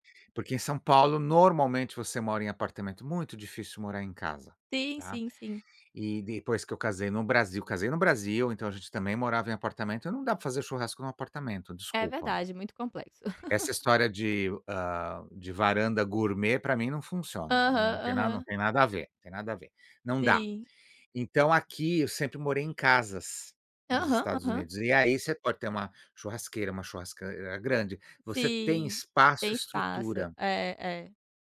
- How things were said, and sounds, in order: laugh; other background noise
- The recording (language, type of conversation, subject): Portuguese, unstructured, Qual tradição familiar você considera mais especial?